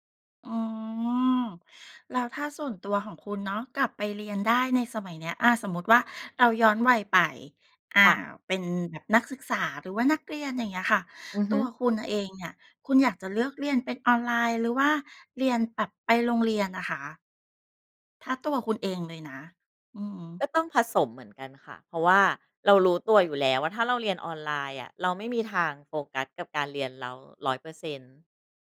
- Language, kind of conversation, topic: Thai, podcast, การเรียนออนไลน์เปลี่ยนแปลงการศึกษาอย่างไรในมุมมองของคุณ?
- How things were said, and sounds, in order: none